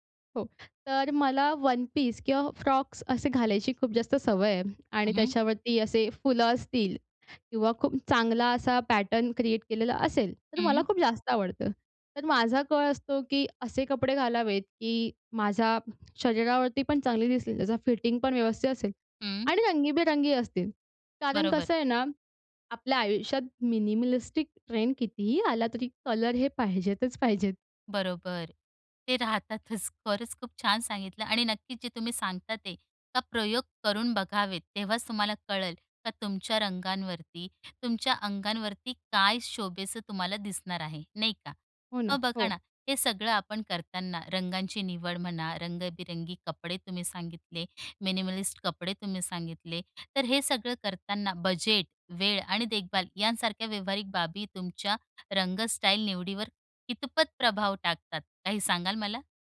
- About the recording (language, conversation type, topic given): Marathi, podcast, तुम्ही स्वतःची स्टाईल ठरवताना साधी-सरळ ठेवायची की रंगीबेरंगी, हे कसे ठरवता?
- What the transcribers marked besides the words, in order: in English: "वन-पीस"; in English: "फ्रॉक्स"; in English: "पॅटर्न क्रिएट"; in English: "फिटिंगपण"; in English: "मिनिमिलिस्टिक"; in English: "मिनिमलिस्ट"